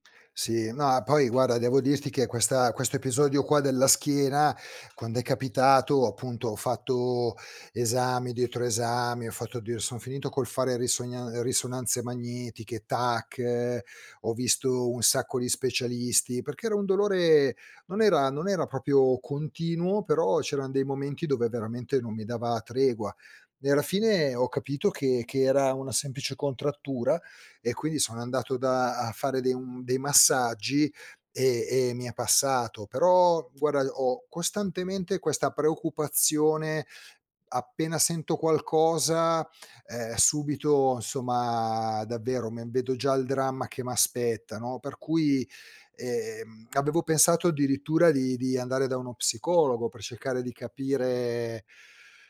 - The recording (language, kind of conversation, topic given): Italian, advice, Come posso gestire preoccupazioni costanti per la salute senza riscontri medici?
- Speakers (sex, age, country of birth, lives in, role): male, 40-44, Italy, Italy, advisor; male, 50-54, Italy, Italy, user
- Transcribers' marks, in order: tapping; "proprio" said as "propio"